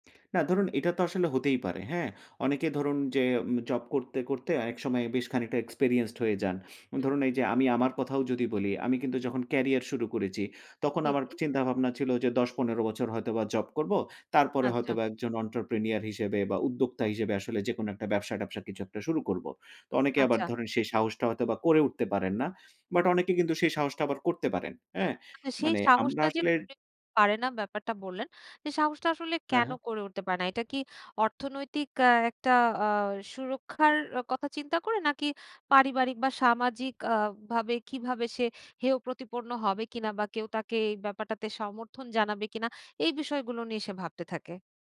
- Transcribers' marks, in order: "করেছি" said as "করেচি"; "আচ্ছা" said as "আচ্চা"; in English: "entrepreneur"; other noise; other background noise
- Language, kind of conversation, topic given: Bengali, podcast, ক্যারিয়ার বদলানোর সিদ্ধান্ত নিলে প্রথমে কী করা উচিত?